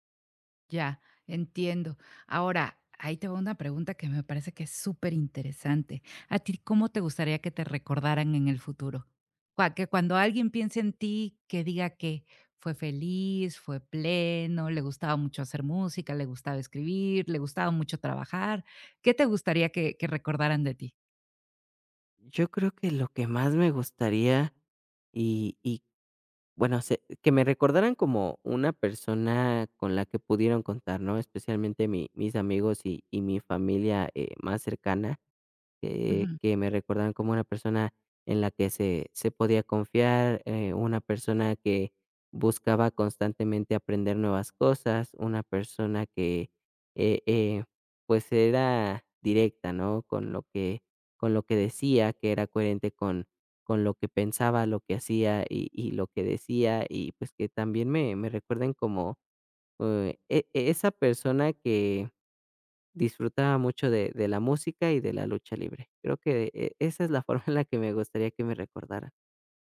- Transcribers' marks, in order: laughing while speaking: "forma"
- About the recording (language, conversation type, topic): Spanish, advice, ¿Cómo puedo saber si mi vida tiene un propósito significativo?